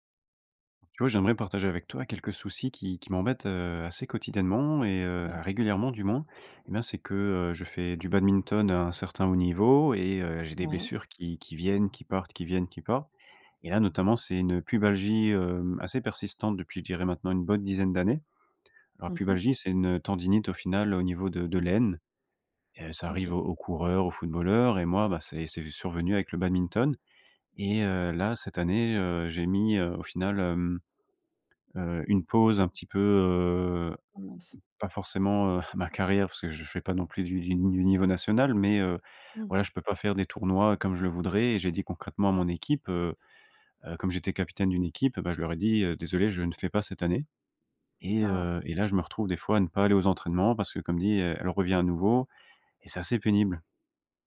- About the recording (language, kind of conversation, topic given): French, advice, Quelle blessure vous empêche de reprendre l’exercice ?
- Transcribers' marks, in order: tapping